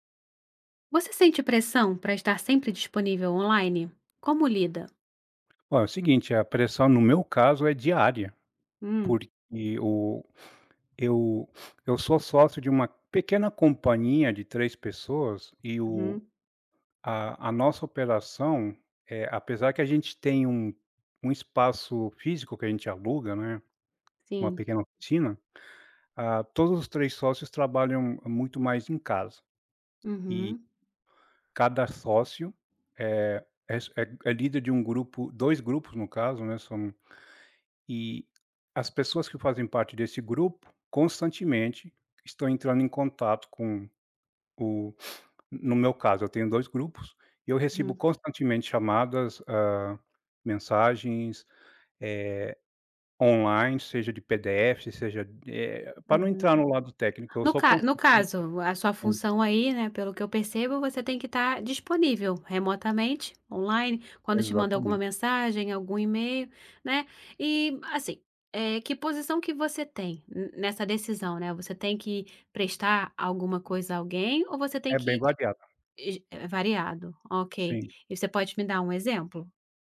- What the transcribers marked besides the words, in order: sniff; tapping; sniff; unintelligible speech
- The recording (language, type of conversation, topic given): Portuguese, podcast, Você sente pressão para estar sempre disponível online e como lida com isso?